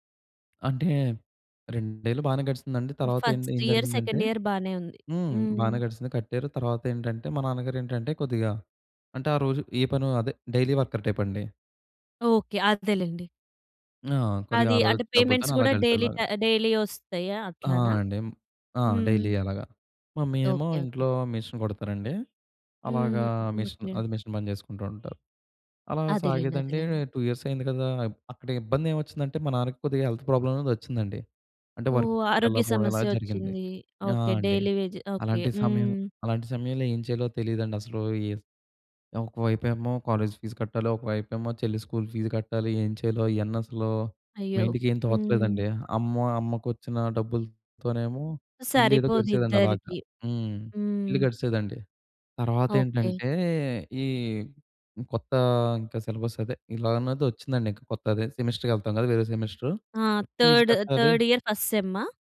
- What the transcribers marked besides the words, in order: in English: "ఫస్ట్ ఇయర్, సెకండ్ ఇయర్"; in English: "డైలీ వర్కర్"; in English: "పేమెంట్స్"; in English: "డైలీ"; in English: "మమ్మీ"; in English: "మెషిన్"; in English: "మెషిన్"; in English: "మిషన్"; in English: "టూ ఇయర్స్"; in English: "హెల్త్ ప్రాబ్లమ్"; in English: "డైలీ వేజ్"; in English: "స్కూల్"; in English: "సిలబస్"; in English: "సెమిస్టర్‌కి"; in English: "సెమిస్టర్ ఫీజ్"; in English: "థర్డ్, థర్డ్ ఇయర్ ఫస్ట్ సెమ్మా?"
- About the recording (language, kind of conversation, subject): Telugu, podcast, పేదరికం లేదా ఇబ్బందిలో ఉన్నప్పుడు అనుకోని సహాయాన్ని మీరు ఎప్పుడైనా స్వీకరించారా?
- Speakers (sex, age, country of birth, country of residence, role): female, 30-34, India, India, host; male, 20-24, India, India, guest